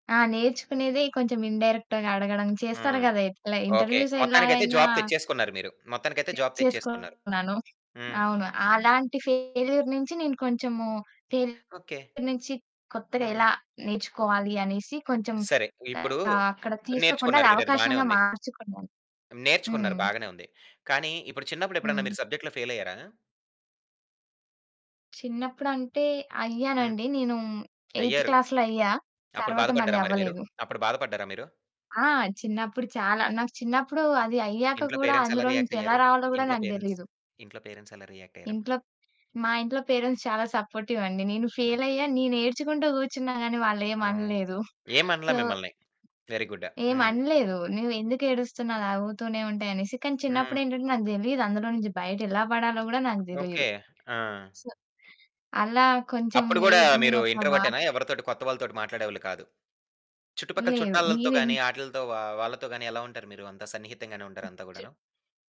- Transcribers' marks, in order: in English: "ఇన్‌డైరెక్ట్‌గా"; other background noise; in English: "ఇంటర్వ్యూస్"; in English: "జాబ్"; distorted speech; in English: "జాబ్"; in English: "ఫెయిల్యూర్"; in English: "సబ్జెక్ట్‌లో"; in English: "ఎయిత్ క్లాస్‌లో"; in English: "పేరెంట్స్"; in English: "రియాక్ట్"; in English: "పేరెంట్స్?"; in English: "పేరెంట్స్"; in English: "రియాక్ట్"; in English: "పేరెంట్స్"; in English: "వెరీ"; giggle; in English: "సో"; in English: "సో"
- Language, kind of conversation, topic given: Telugu, podcast, జీవితంలోని అవరోధాలను మీరు అవకాశాలుగా ఎలా చూస్తారు?